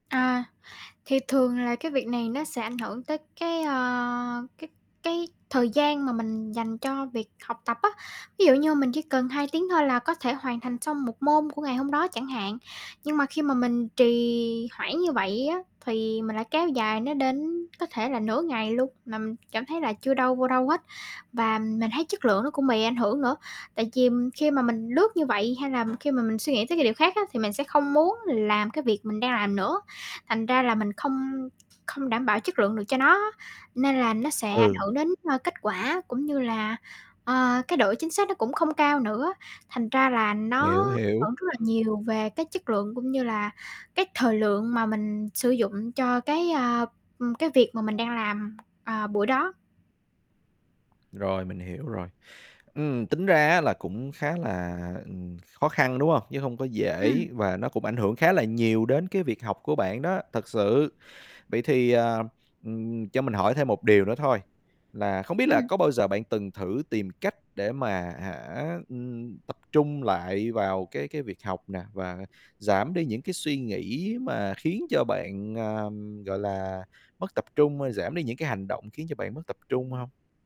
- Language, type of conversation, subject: Vietnamese, advice, Làm sao để tập trung tốt hơn khi bạn liên tục bị cuốn vào những suy nghĩ lặp đi lặp lại?
- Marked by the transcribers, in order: other background noise; static; tapping; distorted speech